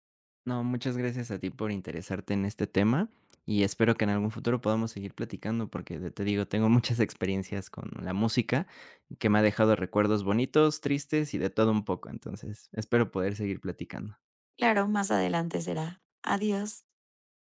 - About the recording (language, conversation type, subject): Spanish, podcast, ¿Qué canción te transporta a un recuerdo específico?
- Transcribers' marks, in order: tapping; laughing while speaking: "muchas"